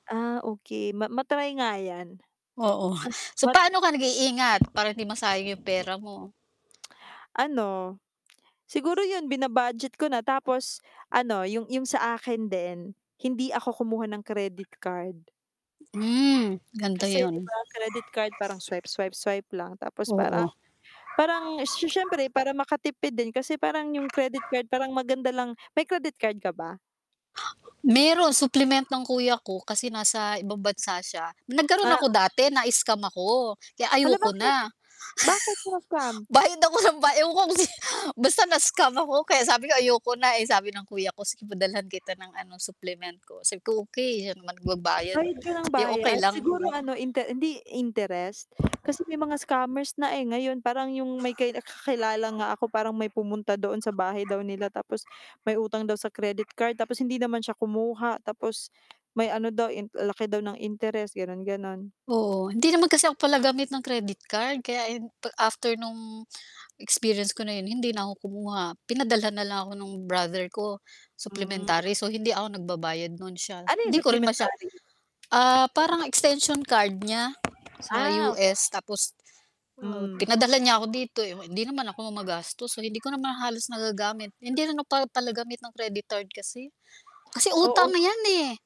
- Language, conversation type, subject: Filipino, unstructured, Paano mo pinaplano ang paggamit ng pera mo sa araw-araw?
- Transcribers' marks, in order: static; distorted speech; mechanical hum; tapping; tongue click; lip smack; other background noise; dog barking; tongue click; snort; laughing while speaking: "Bayad ako nang ba ewan ko kung si"; "okey" said as "tukey"; background speech